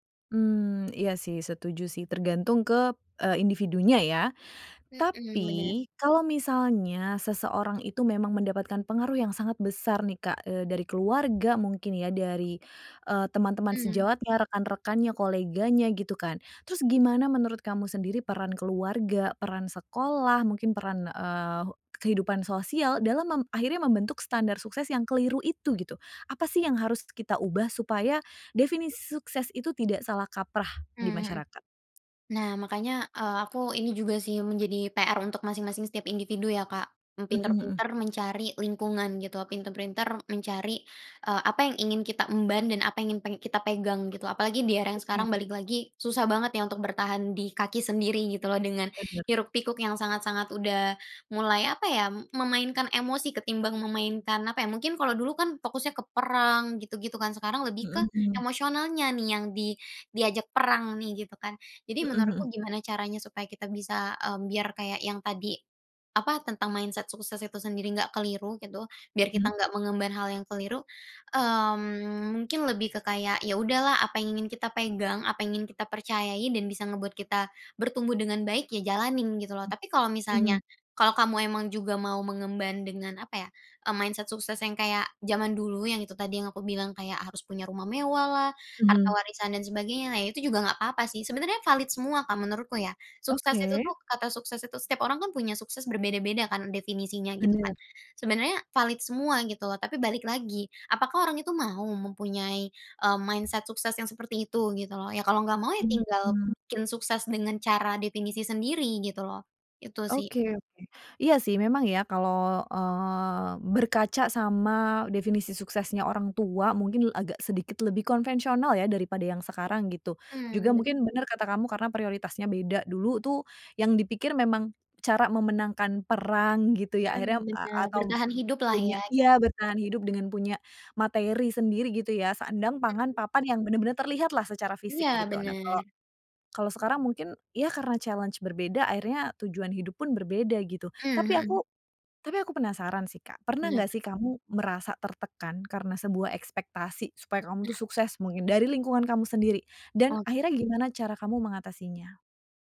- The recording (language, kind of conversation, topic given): Indonesian, podcast, Menurutmu, apa saja salah kaprah tentang sukses di masyarakat?
- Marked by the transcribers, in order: in English: "mindset"; in English: "mindset"; in English: "mindset"; in English: "challenge"; tapping